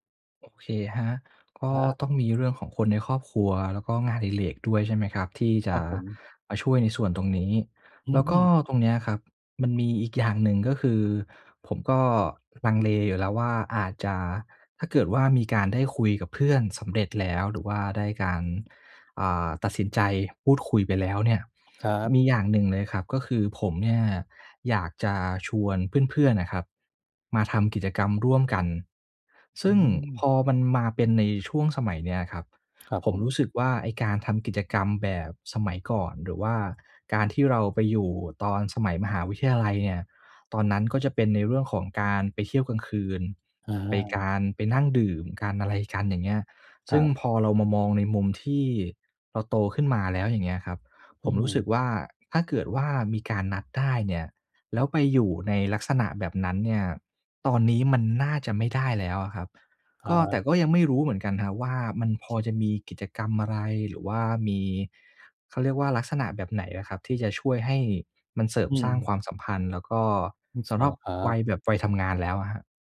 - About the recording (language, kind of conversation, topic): Thai, advice, ทำไมฉันถึงรู้สึกว่าถูกเพื่อนละเลยและโดดเดี่ยวในกลุ่ม?
- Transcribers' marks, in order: none